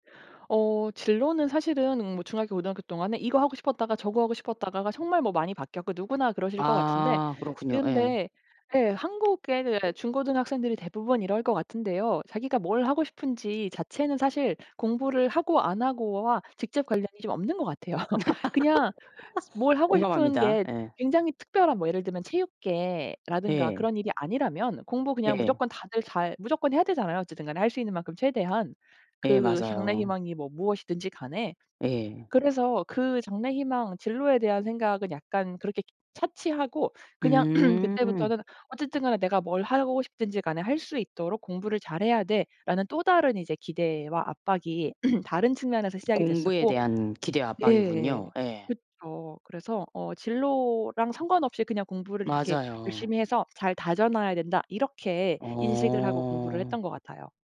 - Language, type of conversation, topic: Korean, podcast, 배움에 대한 부모님의 기대를 어떻게 다뤘나요?
- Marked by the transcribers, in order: other background noise; tapping; laugh; throat clearing; throat clearing